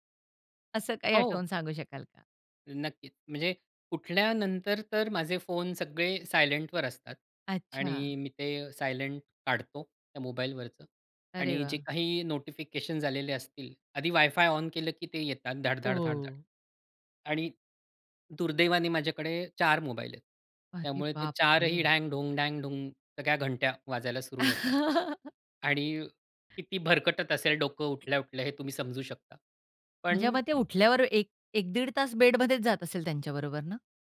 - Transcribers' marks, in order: in English: "सायलेंटवर"; in English: "सायलेंट"; surprised: "अरे बापरे!"; other background noise; chuckle; tapping
- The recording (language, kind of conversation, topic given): Marathi, podcast, तुम्ही सूचनांचे व्यवस्थापन कसे करता?